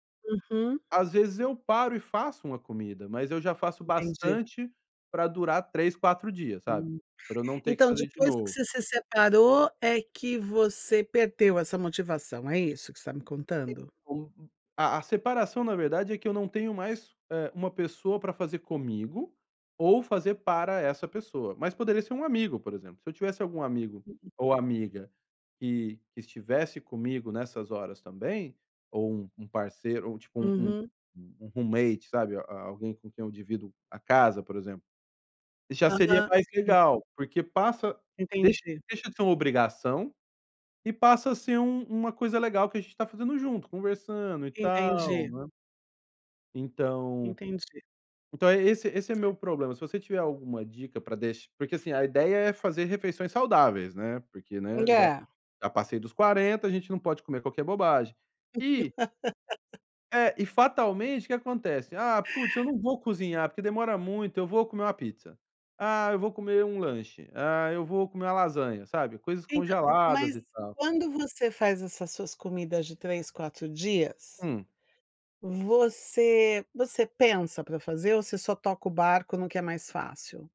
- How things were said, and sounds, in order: unintelligible speech; tapping; in English: "roommate"; laugh
- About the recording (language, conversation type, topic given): Portuguese, advice, Como posso recuperar a motivação para cozinhar refeições saudáveis?